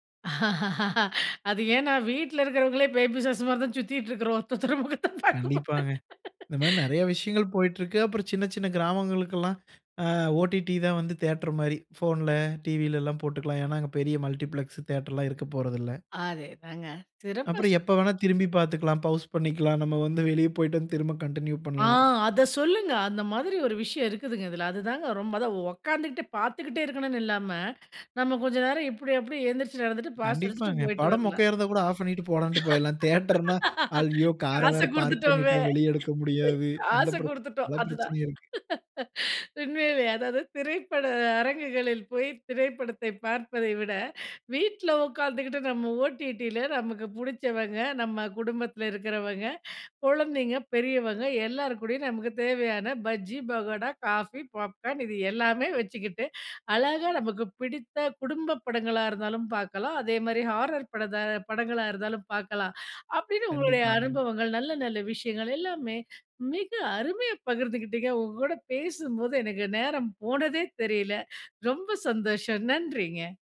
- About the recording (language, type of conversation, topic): Tamil, podcast, OTT தளப் படங்கள், வழக்கமான திரையரங்குப் படங்களுடன் ஒப்பிடும்போது, எந்த விதங்களில் அதிக நன்மை தருகின்றன என்று நீங்கள் நினைக்கிறீர்கள்?
- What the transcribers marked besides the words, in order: laugh; laughing while speaking: "ஒருத்தர் ஒருத்தர முகத்த பாக்கும் போது"; laugh; other noise; in English: "மல்டிப்ளக்ஸ்"; laugh; laughing while speaking: "காச குடுத்துட்டோமே, காச குடுத்துட்டோம் அதுதான்"; laugh; in English: "ஹாரர்"